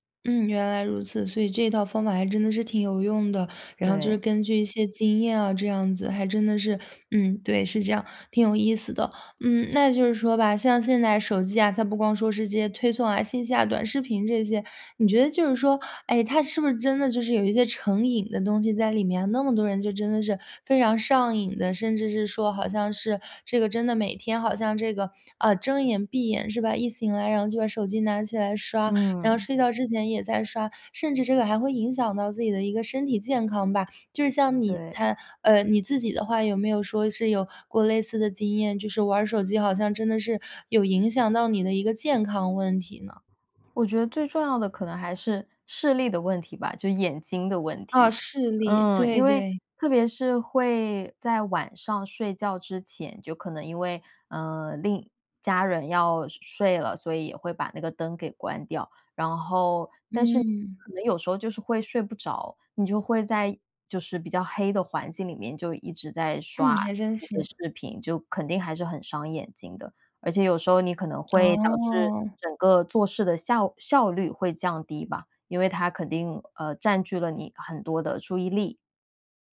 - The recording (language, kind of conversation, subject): Chinese, podcast, 你会用哪些方法来对抗手机带来的分心？
- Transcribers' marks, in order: other background noise; tongue click